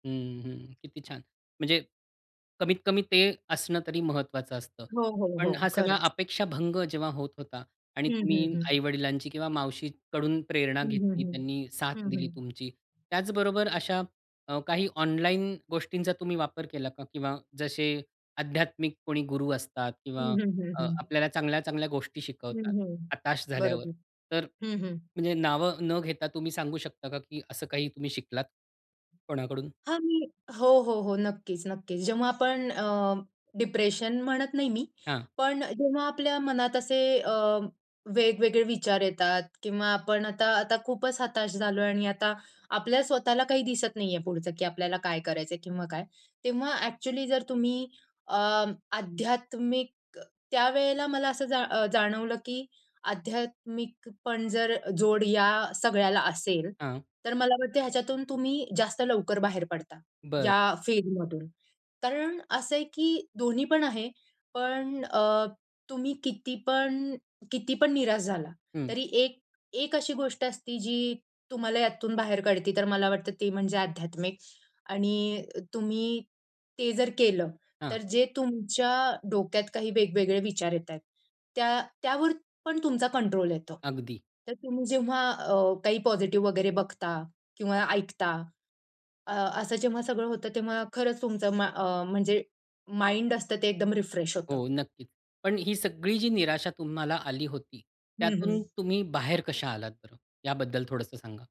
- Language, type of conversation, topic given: Marathi, podcast, प्रेरणा कमी झाल्यावर ती परत कशी आणता?
- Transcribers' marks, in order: in English: "डिप्रेशन"; in English: "ॲक्चुअली"; in English: "फीडमधून"; in English: "पॉझिटिव्ह"; in English: "माइंड"; in English: "रिफ्रेश"